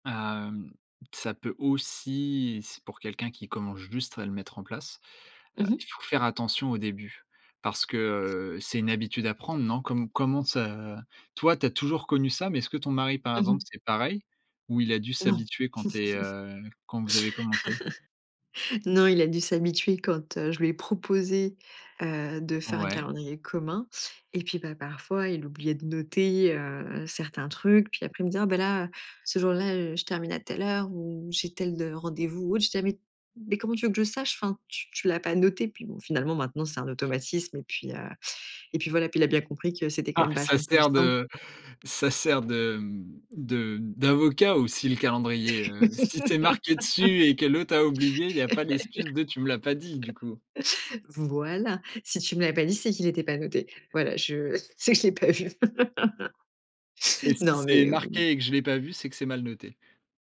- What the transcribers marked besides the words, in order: other background noise; chuckle; laugh; stressed: "Voilà"; laughing while speaking: "sais que je l'ai pas vu"
- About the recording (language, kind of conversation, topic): French, podcast, Quelle petite habitude a changé ta vie, et pourquoi ?